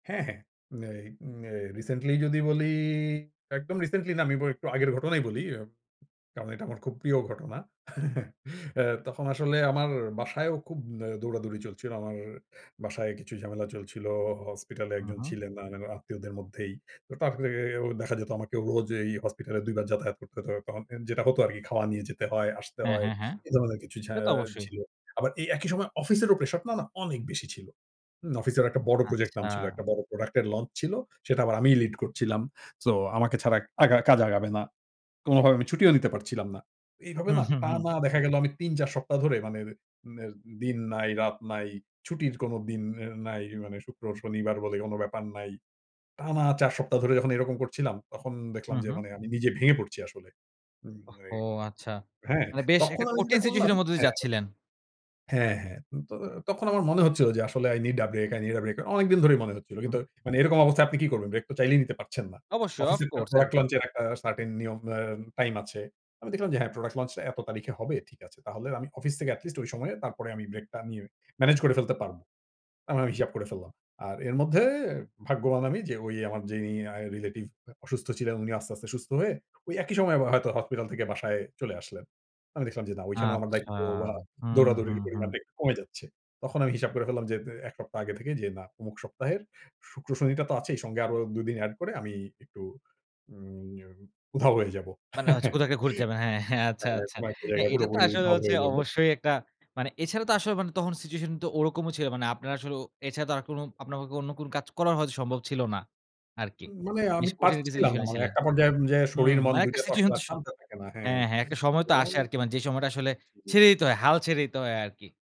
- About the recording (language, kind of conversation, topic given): Bengali, podcast, কাজ থেকে সত্যিই ‘অফ’ হতে তোমার কি কোনো নির্দিষ্ট রীতি আছে?
- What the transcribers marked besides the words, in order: in English: "recently"; in English: "recently"; chuckle; in English: "launch"; in English: "situation"; in English: "of course"; unintelligible speech; in English: "product launch"; in English: "certain"; in English: "product launch"; other background noise; chuckle; in English: "situation"; "কোন" said as "কুনু"; "আপনাদের" said as "আপনাগো"; "কোন" said as "কুনু"